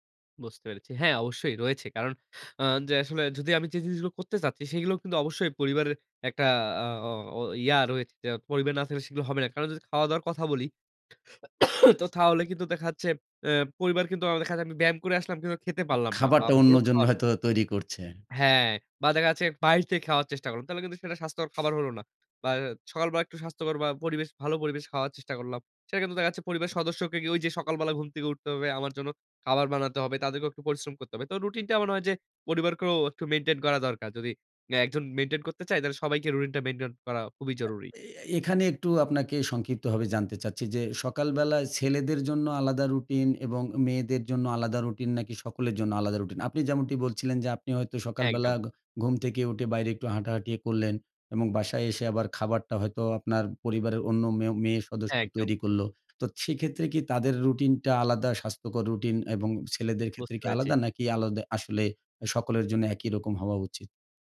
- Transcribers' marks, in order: cough; "তাহলে" said as "থাহলে"; tongue click
- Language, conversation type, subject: Bengali, podcast, তুমি কীভাবে একটি স্বাস্থ্যকর সকালের রুটিন তৈরি করো?